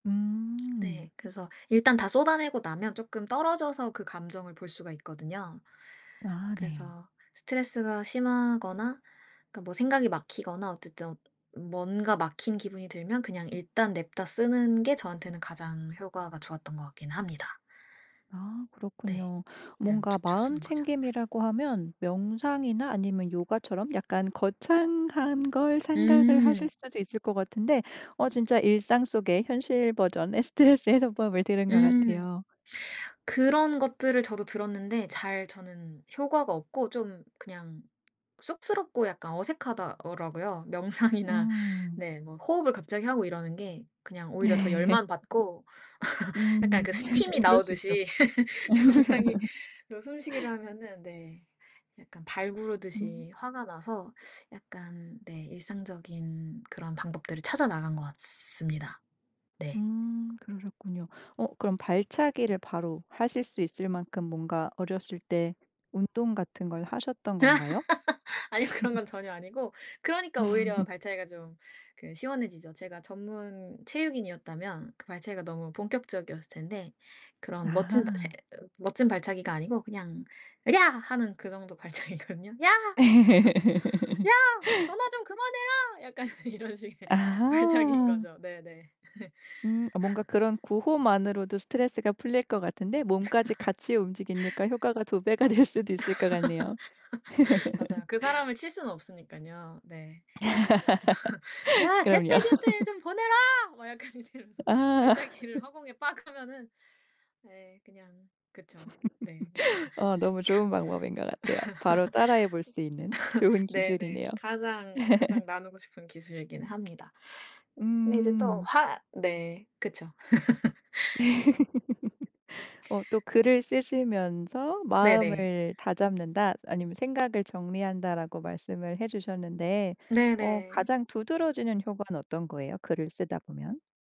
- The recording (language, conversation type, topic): Korean, podcast, 스트레스를 받을 때 바로 쓸 수 있는 마음챙김 방법은 무엇인가요?
- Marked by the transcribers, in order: tapping; laughing while speaking: "스트레스 해소법을"; laughing while speaking: "명상이나"; laughing while speaking: "네"; laugh; laughing while speaking: "명상이"; laugh; other background noise; laugh; laughing while speaking: "아니요. 그런 건"; laugh; laugh; laughing while speaking: "발차기거든요"; put-on voice: "야! 야! 전화 좀 그만해라!"; laugh; laughing while speaking: "약간 이런 식의 발차기인"; laugh; laugh; laugh; laughing while speaking: "될 수도"; laugh; laughing while speaking: "그럼요"; laughing while speaking: "그래서"; put-on voice: "야 제때제때 좀 보내라!"; laughing while speaking: "아"; laughing while speaking: "약간 이렇게 이러면서 발차기를"; laugh; laugh; laughing while speaking: "좋은"; laugh; laugh